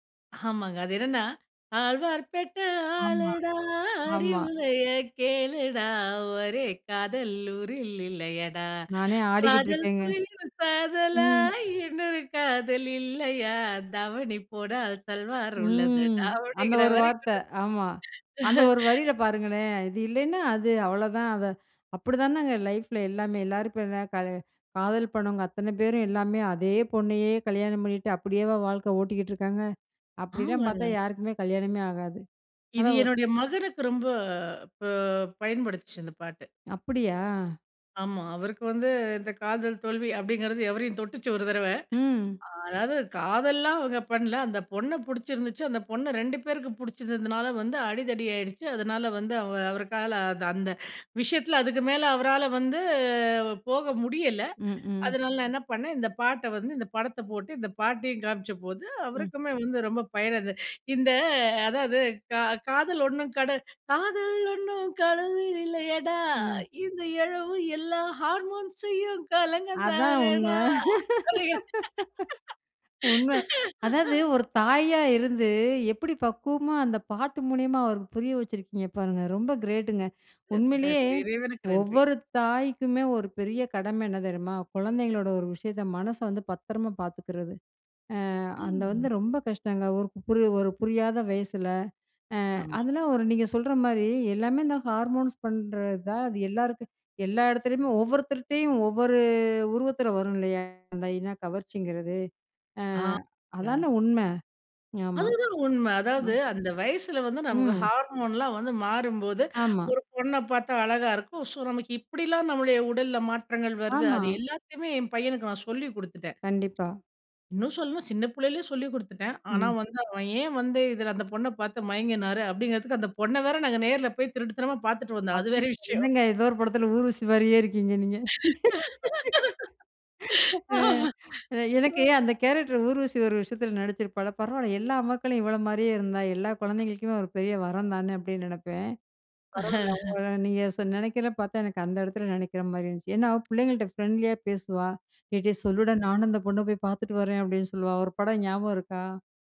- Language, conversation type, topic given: Tamil, podcast, நீங்கள் மீண்டும் மீண்டும் பார்க்கும் பழைய படம் எது, அதை மீண்டும் பார்க்க வைக்கும் காரணம் என்ன?
- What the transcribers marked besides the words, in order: singing: "ஆழ்வார்பேட்ட ஆளுடா! அறிவுரைய கேளுடா! ஒரே … போனால், சல்வார் உள்ளதடா!"; drawn out: "ம்"; laughing while speaking: "டாவடிக்கிறமாரி"; unintelligible speech; laugh; unintelligible speech; "பயன்பட்டுச்சு" said as "பயன்படுத்துச்சு"; "எவரையும்" said as "அவரையும்"; singing: "கா காதல் ஒன்னும் கட காதல் … செய்யும் கலகம் தானடா"; laugh; laughing while speaking: "அப்பிடிங்கிற"; laugh; "அது" said as "அந்த"; other background noise; laughing while speaking: "அது வேற விஷயம்"; laugh; chuckle